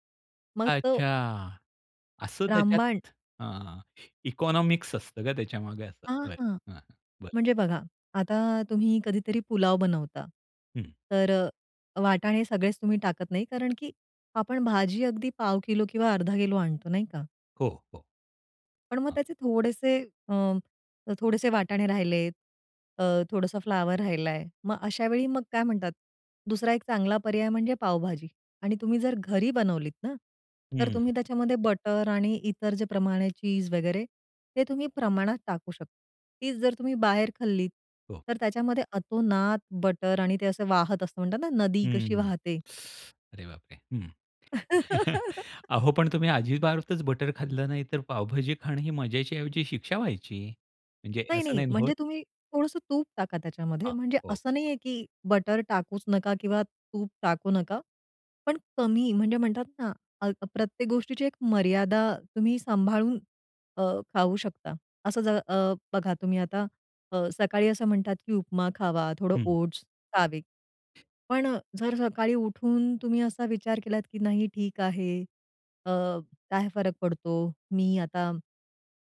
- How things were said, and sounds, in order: in English: "इकॉनॉमिक्स"; other noise; chuckle; laugh
- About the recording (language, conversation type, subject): Marathi, podcast, चव आणि आरोग्यात तुम्ही कसा समतोल साधता?